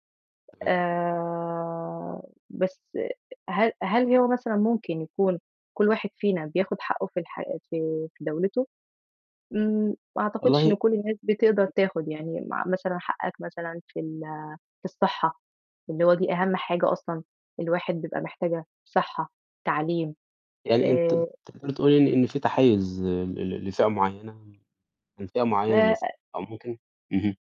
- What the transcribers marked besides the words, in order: other noise; tapping
- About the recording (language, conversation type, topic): Arabic, unstructured, إنت شايف إن العدالة الاجتماعية موجودة فعلًا في بلدنا؟